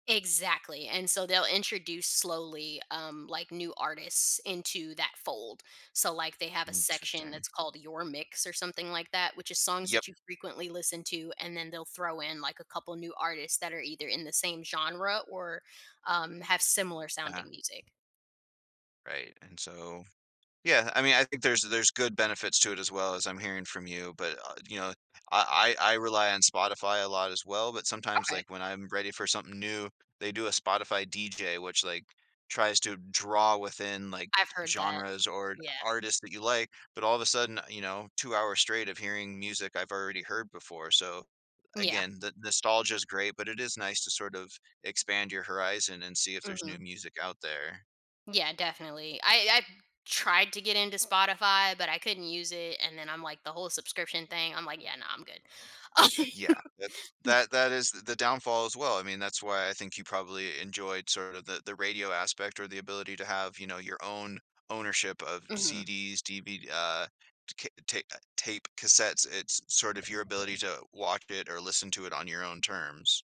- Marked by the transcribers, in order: laughing while speaking: "Um"; chuckle; other background noise
- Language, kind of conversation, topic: English, podcast, How do early experiences shape our lifelong passion for music?
- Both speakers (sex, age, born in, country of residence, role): female, 30-34, United States, United States, guest; male, 40-44, Canada, United States, host